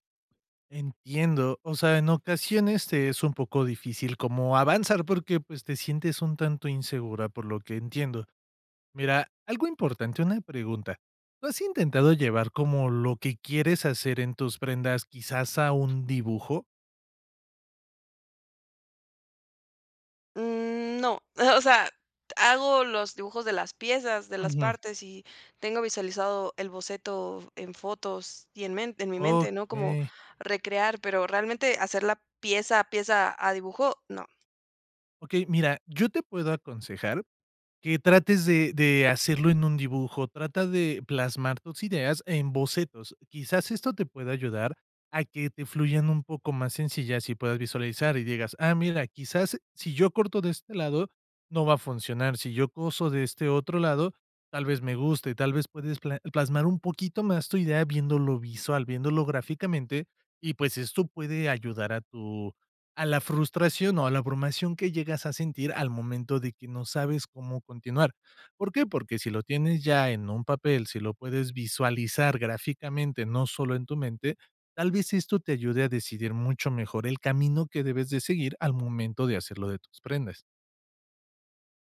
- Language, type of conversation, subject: Spanish, advice, ¿Cómo te impide el perfeccionismo terminar tus obras o compartir tu trabajo?
- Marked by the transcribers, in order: other background noise